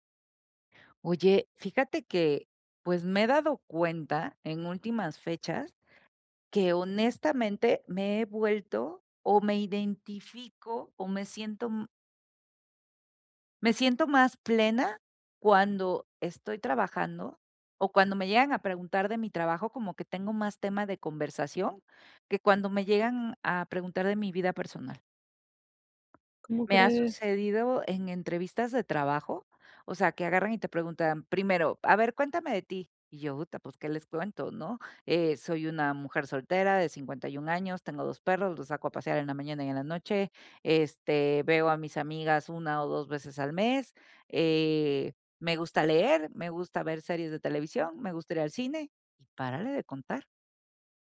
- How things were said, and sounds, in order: none
- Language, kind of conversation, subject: Spanish, advice, ¿Cómo puedo encontrar un propósito fuera del trabajo?